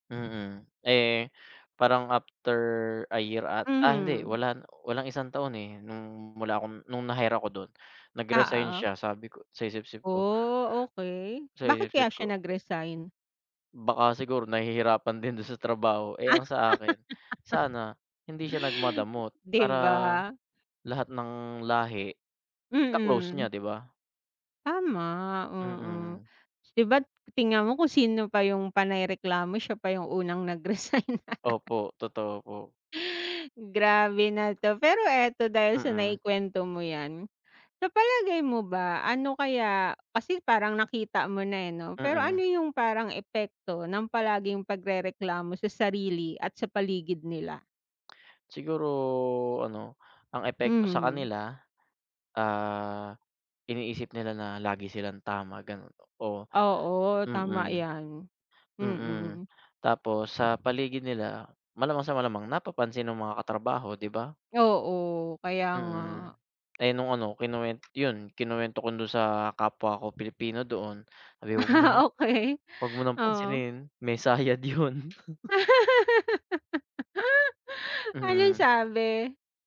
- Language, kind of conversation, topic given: Filipino, unstructured, Ano ang masasabi mo tungkol sa mga taong laging nagrereklamo pero walang ginagawa?
- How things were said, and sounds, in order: other background noise; laughing while speaking: "din"; laughing while speaking: "Ah"; laughing while speaking: "nag-resign"; other noise; tapping; chuckle; laughing while speaking: "Okey"; unintelligible speech; laughing while speaking: "may sayad 'yun"; chuckle; laugh